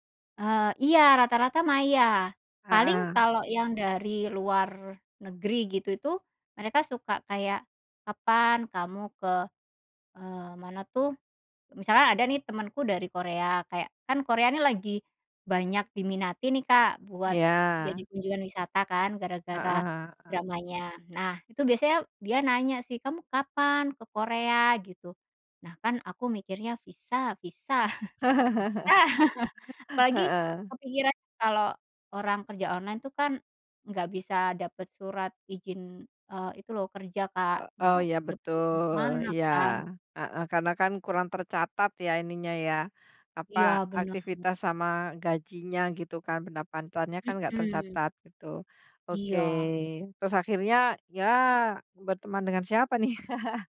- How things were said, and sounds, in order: chuckle; other background noise; "pendapatannya" said as "pendapantannya"; chuckle
- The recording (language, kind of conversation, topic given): Indonesian, podcast, Bagaimana cara Anda menjaga hubungan kerja setelah acara selesai?